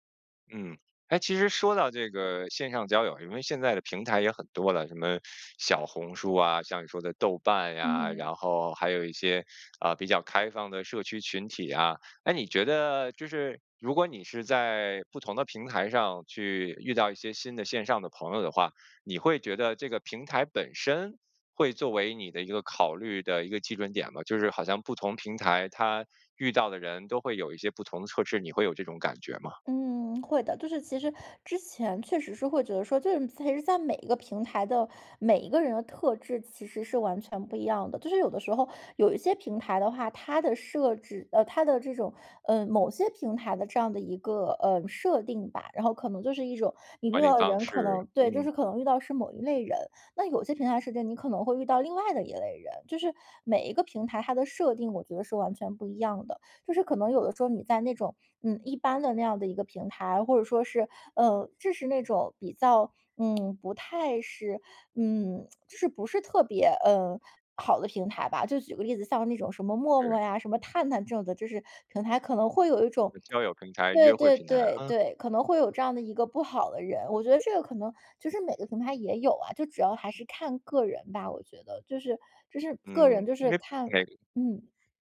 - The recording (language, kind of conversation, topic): Chinese, podcast, 你怎么看待线上交友和线下交友？
- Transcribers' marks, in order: tsk